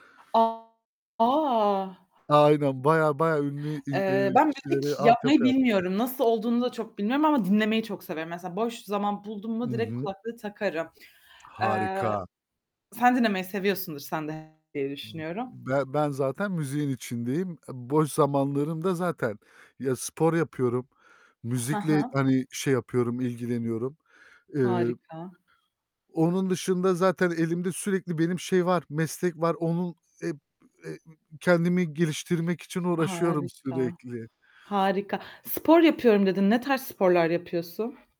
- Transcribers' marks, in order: other background noise; distorted speech; tapping; static
- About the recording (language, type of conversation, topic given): Turkish, unstructured, Boş zamanlarında yapmayı en çok sevdiğin şey nedir?